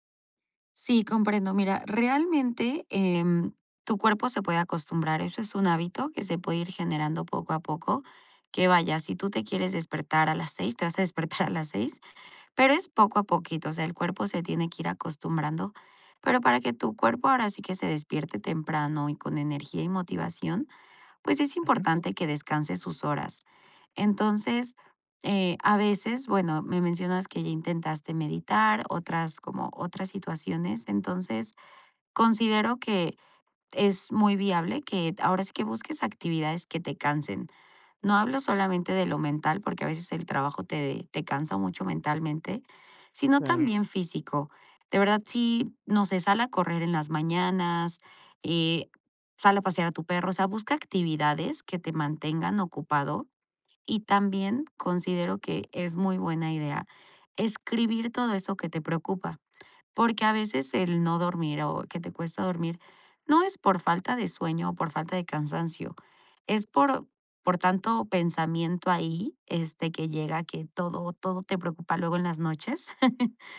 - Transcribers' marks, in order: laughing while speaking: "despertar"; other background noise; chuckle
- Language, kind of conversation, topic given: Spanish, advice, ¿Cómo puedo despertar con más energía por las mañanas?